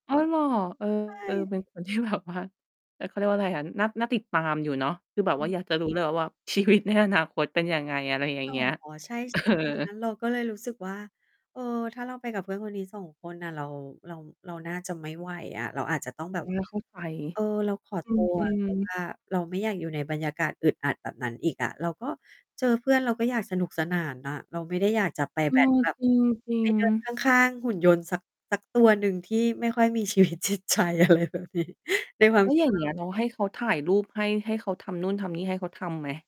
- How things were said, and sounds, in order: distorted speech; laughing while speaking: "แบบว่า"; other noise; mechanical hum; laughing while speaking: "เออ"; laughing while speaking: "ชีวิตจิตใจ อะไรแบบนี้"
- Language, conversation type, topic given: Thai, podcast, คุณรู้สึกอย่างไรเมื่อคนที่อยู่ด้วยกันมัวแต่ดูโทรศัพท์มือถือ?